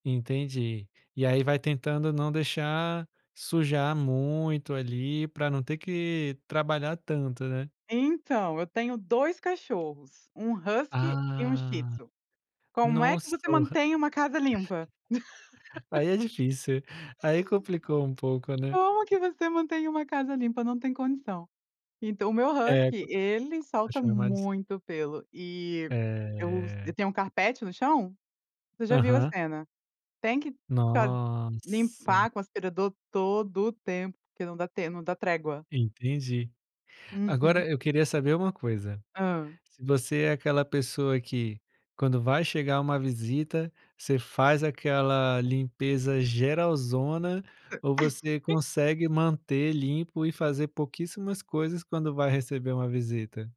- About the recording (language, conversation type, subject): Portuguese, podcast, Como equilibrar lazer e responsabilidades do dia a dia?
- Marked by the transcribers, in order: laugh; tapping; giggle